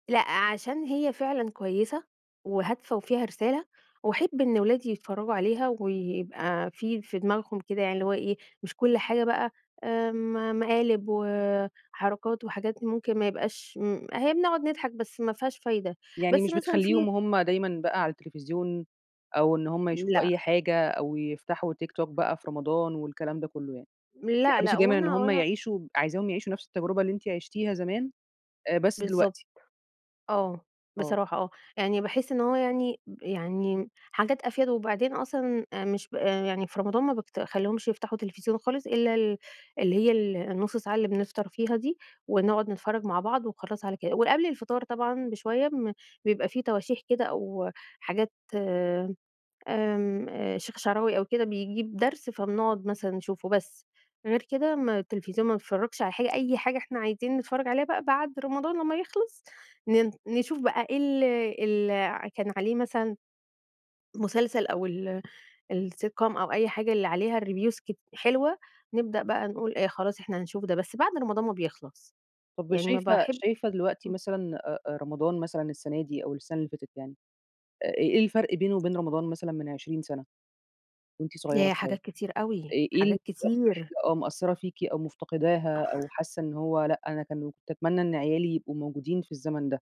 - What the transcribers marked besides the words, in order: tapping; in English: "الsitcom"; in English: "الreviews"
- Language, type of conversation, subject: Arabic, podcast, إزاي بتجهز من بدري لرمضان أو للعيد؟